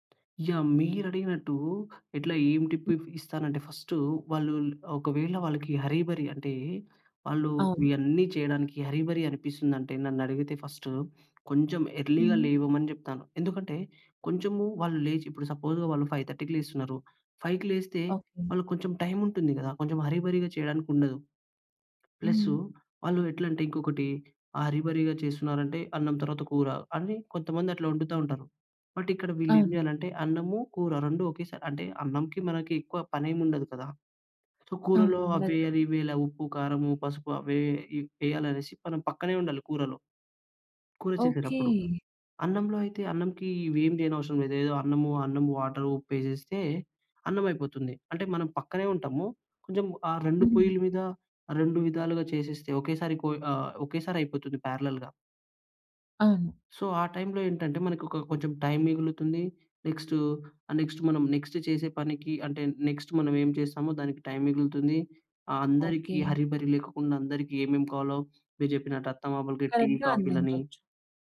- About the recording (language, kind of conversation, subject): Telugu, podcast, మీ కుటుంబం ఉదయం ఎలా సిద్ధమవుతుంది?
- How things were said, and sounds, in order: tapping; in English: "టిప్"; other noise; in English: "హర్రీ బరి"; in English: "హర్రీ బరి"; in English: "ఎర్లీగా"; in English: "సపోజ్"; in English: "ఫైవ్ థర్టీకి"; in English: "ఫైవ్‌కి"; in English: "హర్రీ బరిగా"; in English: "హర్రీ బరిగా"; in English: "బట్"; in English: "సో"; in English: "వాటర్"; in English: "పారాలాల్‌గా"; in English: "సో"; in English: "నెక్స్ట్"; in English: "నెక్స్ట్"; in English: "నెక్స్ట్"; in English: "నెక్స్ట్"; in English: "కరెక్ట్‌గా"